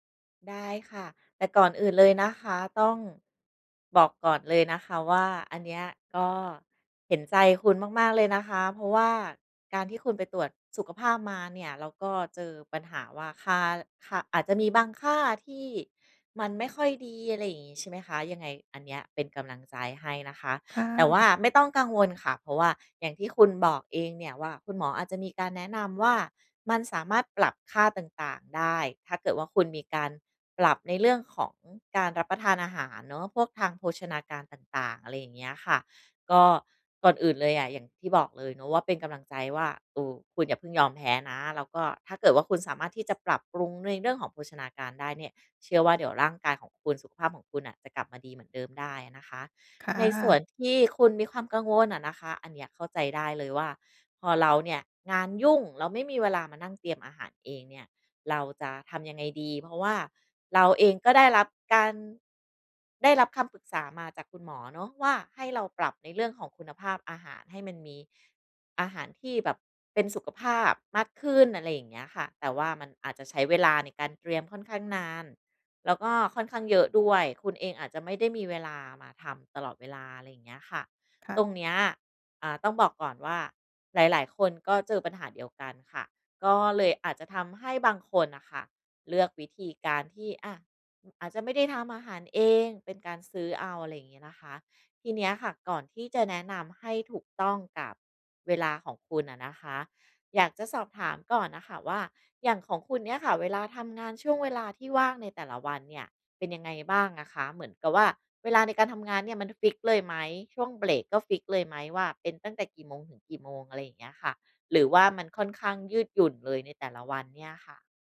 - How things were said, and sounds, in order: none
- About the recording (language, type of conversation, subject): Thai, advice, งานยุ่งมากจนไม่มีเวลาเตรียมอาหารเพื่อสุขภาพ ควรทำอย่างไรดี?